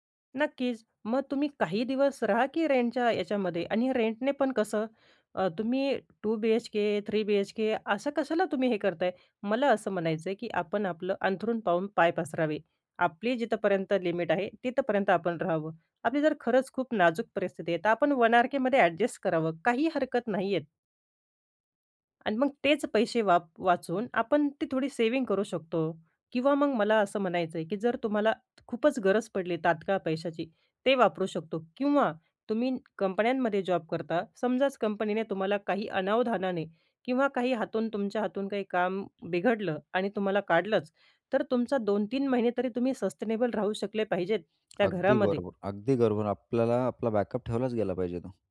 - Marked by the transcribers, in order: in English: "टू बी-एच-के, थ्री बी-एच-के"; in English: "वन आर-केमध्ये"; tapping; in English: "सस्टेनेबल"; in English: "बॅकअप"
- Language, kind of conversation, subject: Marathi, podcast, नोकरी निवडताना तुमच्यासाठी जास्त पगार महत्त्वाचा आहे की करिअरमधील वाढ?